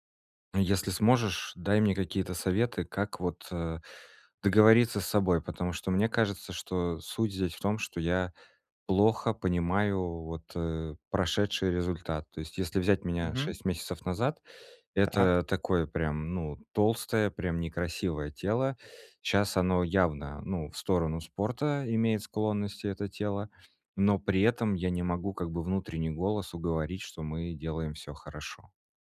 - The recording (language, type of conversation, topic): Russian, advice, Как мне регулярно отслеживать прогресс по моим целям?
- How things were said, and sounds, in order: none